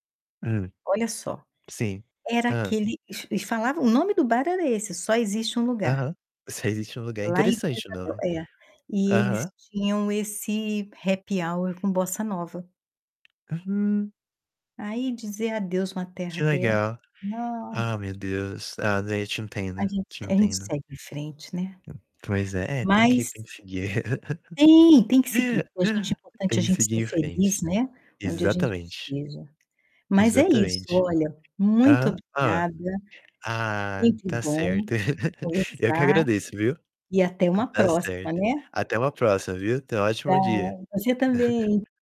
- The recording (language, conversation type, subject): Portuguese, unstructured, Você já teve que se despedir de um lugar que amava? Como foi?
- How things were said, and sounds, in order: tapping; distorted speech; in English: "happy hour"; static; laugh; chuckle; chuckle